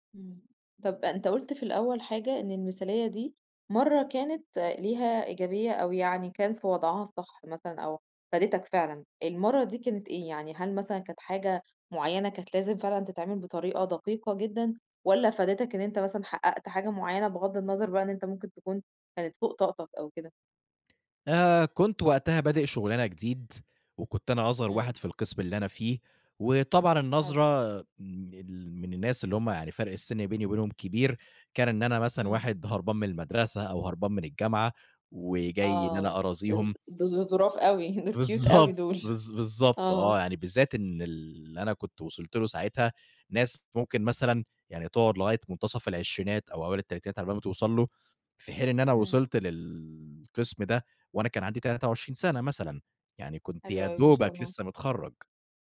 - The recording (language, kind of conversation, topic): Arabic, podcast, إزاي تتعامل مع الفشل وإنت بتتعلم حاجة جديدة، بشكل عملي؟
- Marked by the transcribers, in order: in English: "cute"; tapping